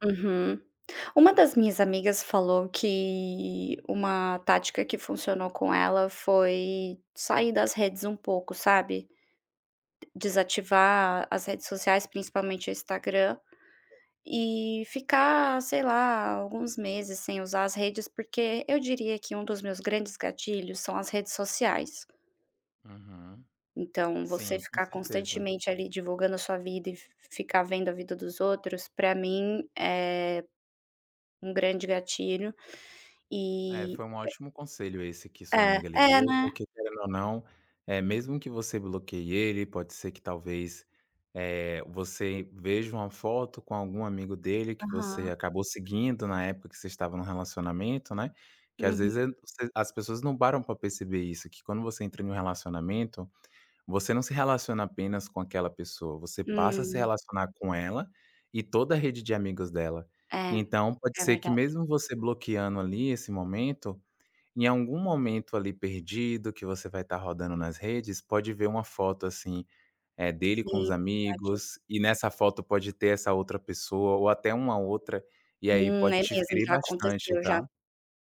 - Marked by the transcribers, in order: tapping; other background noise
- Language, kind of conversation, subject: Portuguese, advice, Como lidar com um ciúme intenso ao ver o ex com alguém novo?